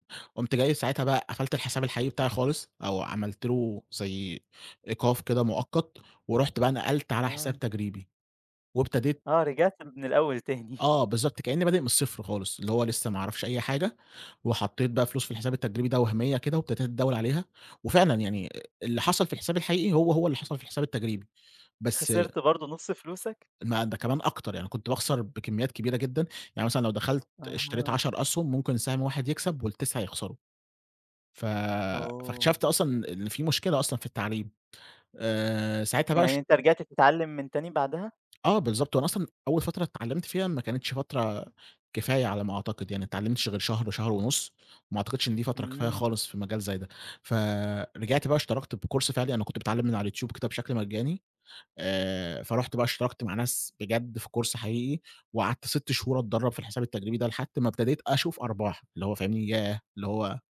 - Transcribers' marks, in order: tapping; chuckle; in English: "بcourse"; in English: "course"
- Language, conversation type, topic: Arabic, podcast, إزاي بدأت مشروع الشغف بتاعك؟